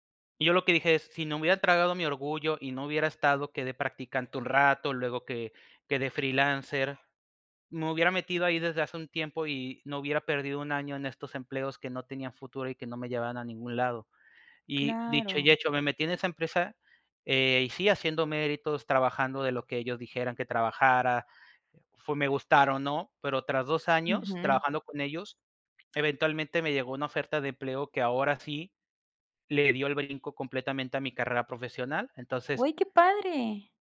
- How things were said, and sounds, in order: none
- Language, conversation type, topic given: Spanish, podcast, ¿Cómo sabes cuándo es hora de cambiar de trabajo?